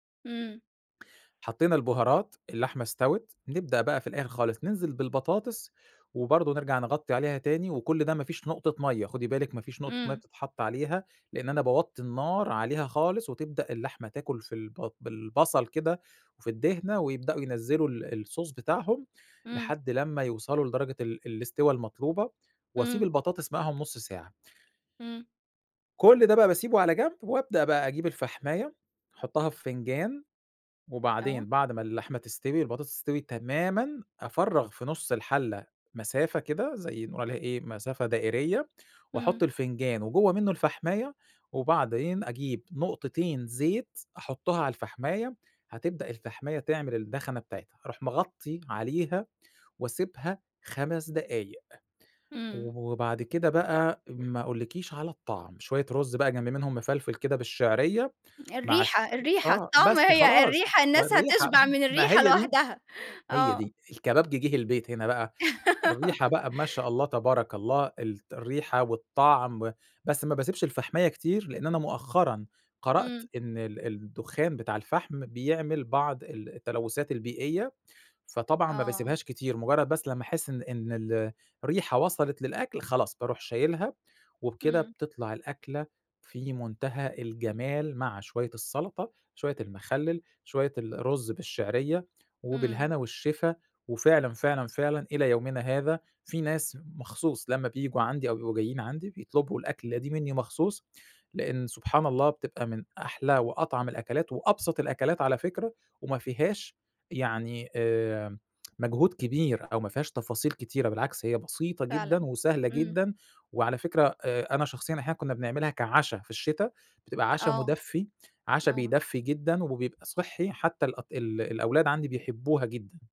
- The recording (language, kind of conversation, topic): Arabic, podcast, إيه هي أكلة من طفولتك لسه بتفكر فيها على طول، وليه؟
- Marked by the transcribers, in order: in English: "الصوص"; tapping; laugh